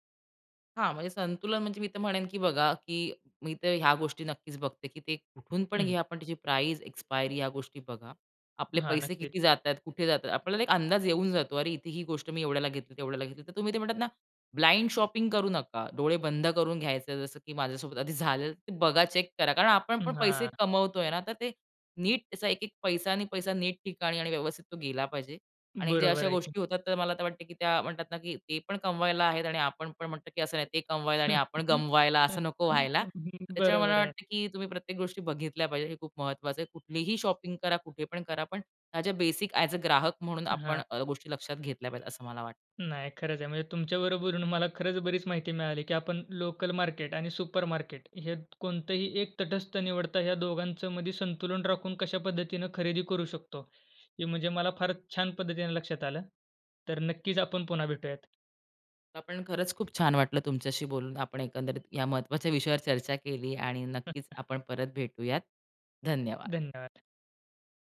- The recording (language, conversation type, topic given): Marathi, podcast, लोकल बाजार आणि सुपरमार्केट यांपैकी खरेदीसाठी तुम्ही काय निवडता?
- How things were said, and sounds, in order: tapping; in English: "ब्लाइंड शॉपिंग"; in English: "चेक"; chuckle; laughing while speaking: "बरोबर आहे"; horn; in English: "शॉपिंग"; in English: "बेसिक ॲज अ"; laughing while speaking: "महत्वाच्या विषयावर चर्चा केली"; chuckle